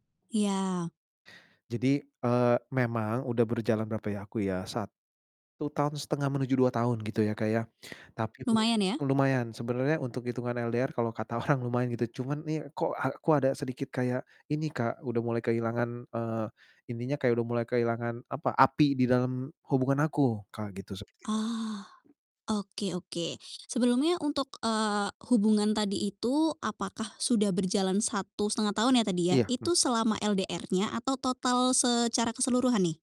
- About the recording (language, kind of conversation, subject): Indonesian, advice, Bagaimana cara mengatasi rasa bosan atau hilangnya gairah dalam hubungan jangka panjang?
- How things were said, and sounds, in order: distorted speech; laughing while speaking: "orang"; stressed: "api"; other background noise; tapping